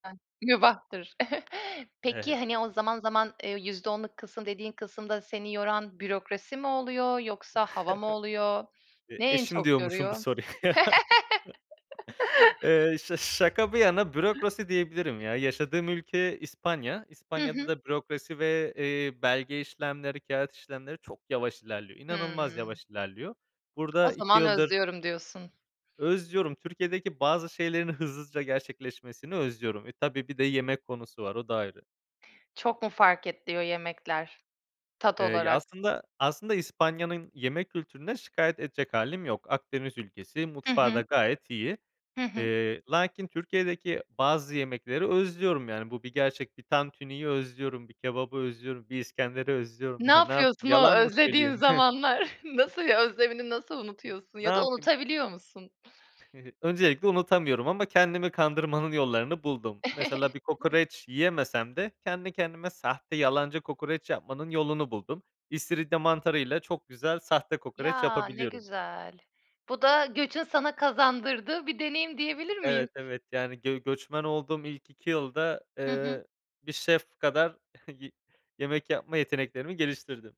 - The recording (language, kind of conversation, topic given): Turkish, podcast, Göç deneyimi kimliğini sence nasıl değiştirdi?
- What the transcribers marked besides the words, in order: unintelligible speech; tapping; giggle; chuckle; laughing while speaking: "soruya"; laugh; other background noise; laugh; laughing while speaking: "özlediğin zamanlar? Nasıl"; chuckle; giggle; chuckle; chuckle